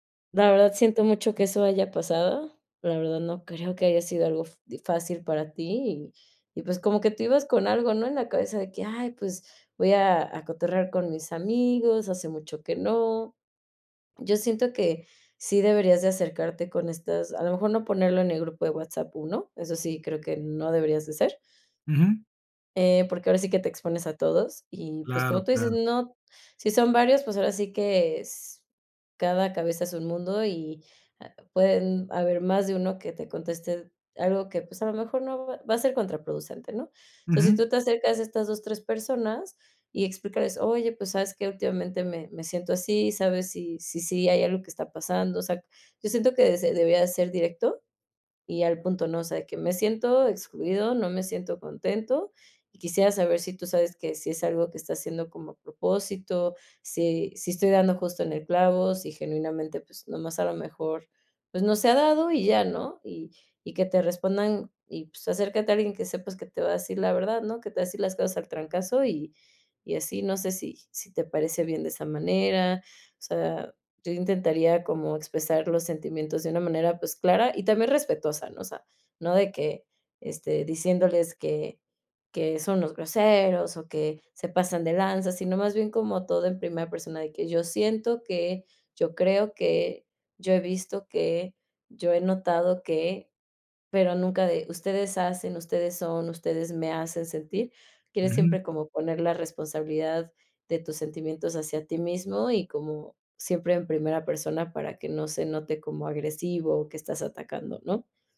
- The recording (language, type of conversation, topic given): Spanish, advice, ¿Cómo puedo describir lo que siento cuando me excluyen en reuniones con mis amigos?
- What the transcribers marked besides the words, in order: none